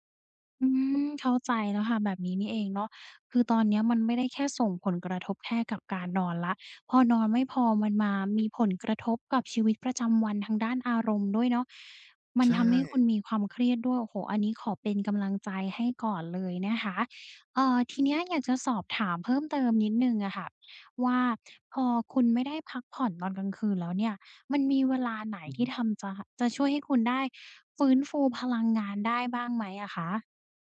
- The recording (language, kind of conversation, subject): Thai, advice, พักผ่อนอยู่บ้านแต่ยังรู้สึกเครียด ควรทำอย่างไรให้ผ่อนคลายได้บ้าง?
- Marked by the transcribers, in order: other noise; tapping